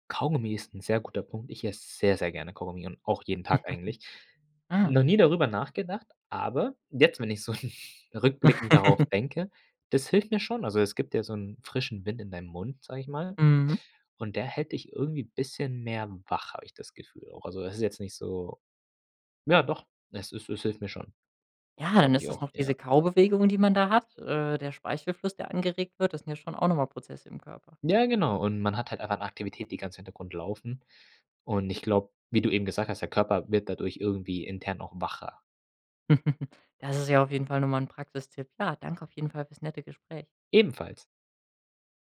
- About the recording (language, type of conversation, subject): German, podcast, Wie gehst du mit Energietiefs am Nachmittag um?
- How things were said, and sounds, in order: chuckle; chuckle; chuckle